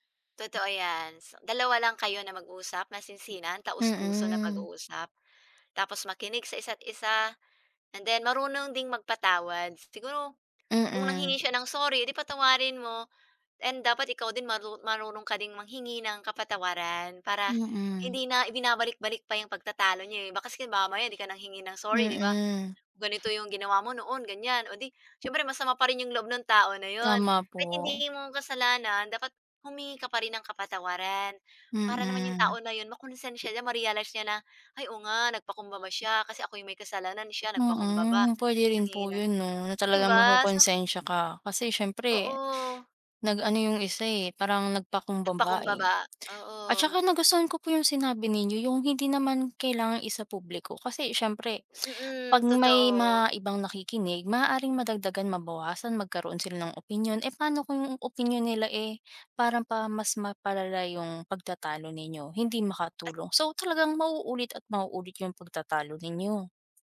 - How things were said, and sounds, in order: tapping
- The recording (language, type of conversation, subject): Filipino, unstructured, Ano ang ginagawa mo para maiwasan ang paulit-ulit na pagtatalo?